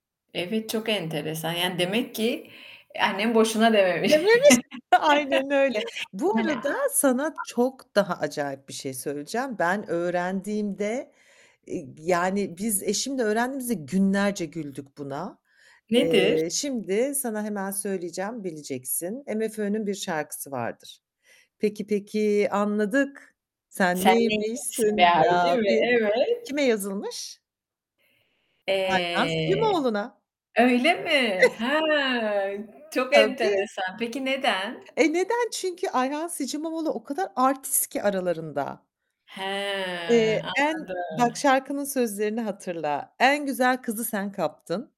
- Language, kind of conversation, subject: Turkish, podcast, Sana en çok ilham veren şarkı hangisi?
- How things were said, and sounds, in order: laughing while speaking: "Dememiş. Aynen öyle"; chuckle; distorted speech; singing: "Peki, peki, anladık. Sen neymişsin be abi?"; other background noise; chuckle